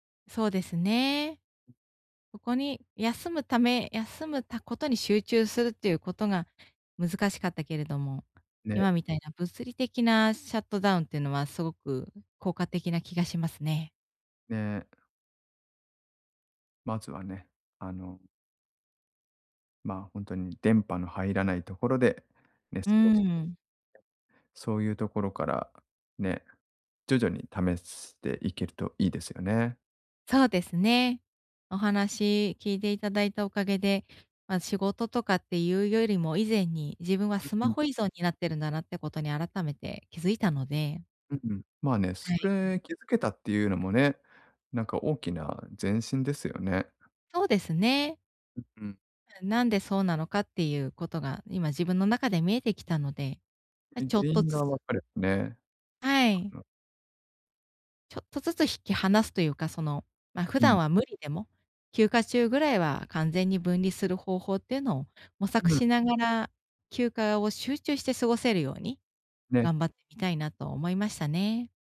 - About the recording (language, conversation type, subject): Japanese, advice, 休暇中に本当にリラックスするにはどうすればいいですか？
- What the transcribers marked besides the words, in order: other background noise; in English: "シャットダウン"